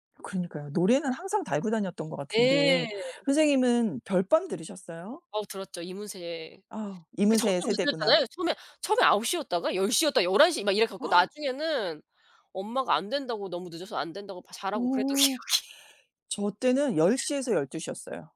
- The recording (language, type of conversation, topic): Korean, unstructured, 어린 시절 가장 기억에 남는 순간은 무엇인가요?
- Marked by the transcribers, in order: gasp; laughing while speaking: "기억이"